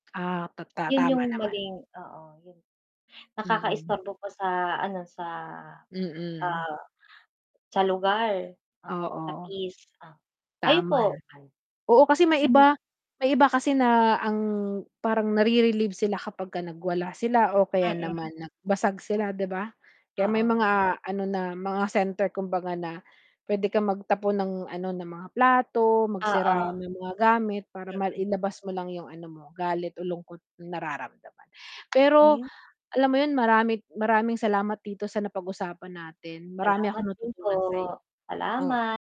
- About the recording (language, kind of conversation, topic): Filipino, unstructured, Paano mo hinaharap ang mga negatibong damdamin tulad ng galit o lungkot?
- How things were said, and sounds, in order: distorted speech; static; unintelligible speech; unintelligible speech; tapping; unintelligible speech